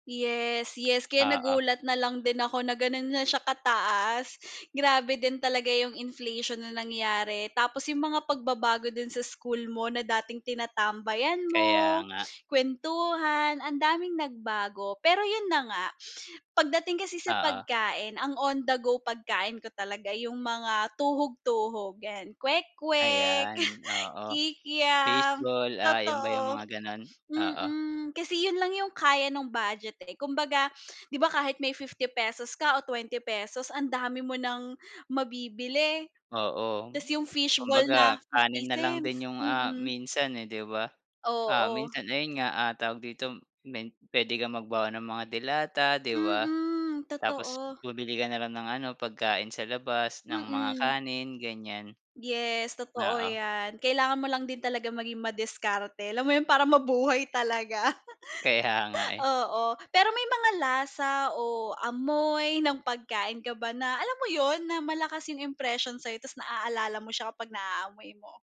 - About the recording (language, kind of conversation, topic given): Filipino, unstructured, Ano ang pinakanatatandaan mong pagkaing natikman mo sa labas?
- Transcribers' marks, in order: laugh